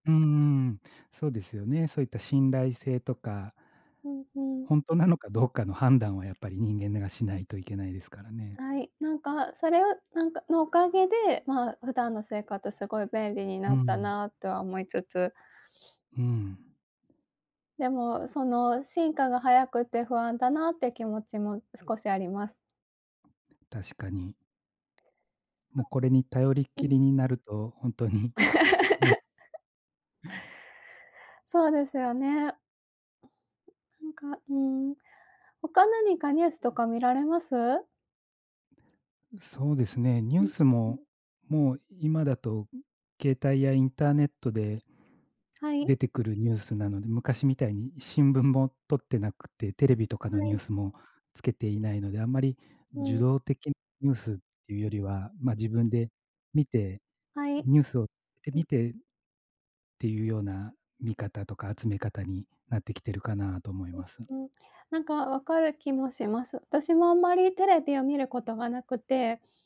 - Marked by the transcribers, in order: other background noise; laughing while speaking: "ほんとに"; laugh
- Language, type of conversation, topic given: Japanese, unstructured, 最近、科学について知って驚いたことはありますか？